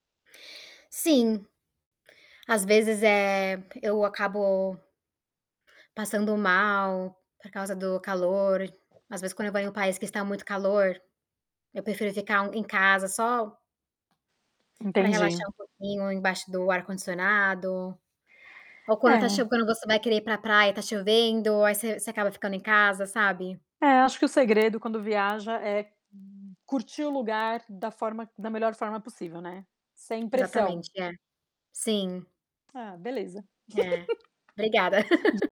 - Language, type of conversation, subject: Portuguese, unstructured, O que você gosta de experimentar quando viaja?
- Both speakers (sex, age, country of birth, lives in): female, 25-29, Brazil, United States; female, 40-44, Brazil, United States
- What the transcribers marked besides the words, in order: unintelligible speech; tapping; distorted speech; static; laugh